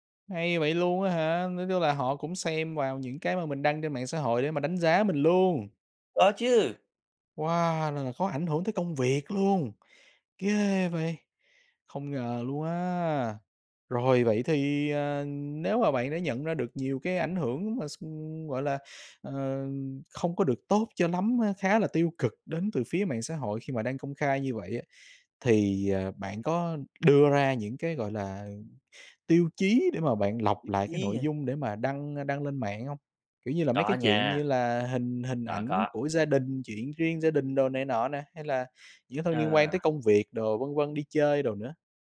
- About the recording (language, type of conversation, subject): Vietnamese, podcast, Bạn chọn đăng gì công khai, đăng gì để riêng tư?
- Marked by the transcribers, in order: tapping; unintelligible speech